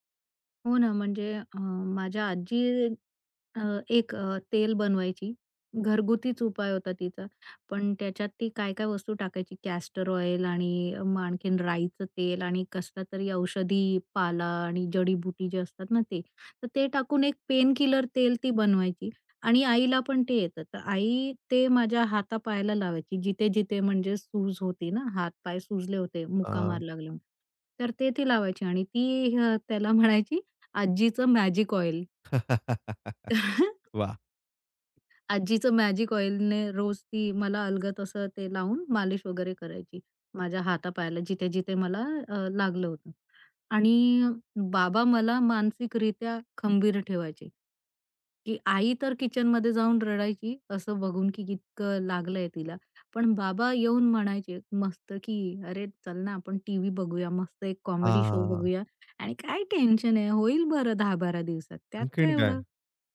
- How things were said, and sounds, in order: chuckle; joyful: "वाह!"; chuckle; other background noise; in English: "मॅजिक"; tapping; in English: "कॉमेडी शो"; drawn out: "हां"
- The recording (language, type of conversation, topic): Marathi, podcast, जखम किंवा आजारानंतर स्वतःची काळजी तुम्ही कशी घेता?